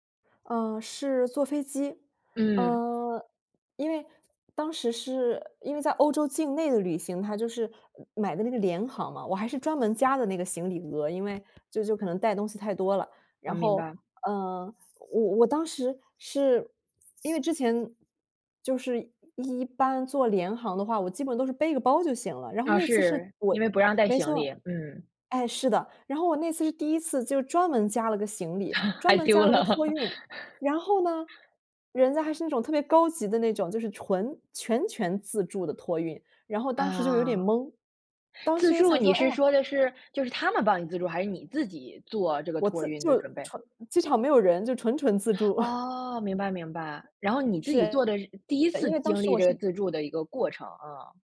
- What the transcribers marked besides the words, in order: other background noise; chuckle; laughing while speaking: "还丢了"; chuckle
- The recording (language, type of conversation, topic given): Chinese, podcast, 你有没有在旅途中遇到过行李丢失的尴尬经历？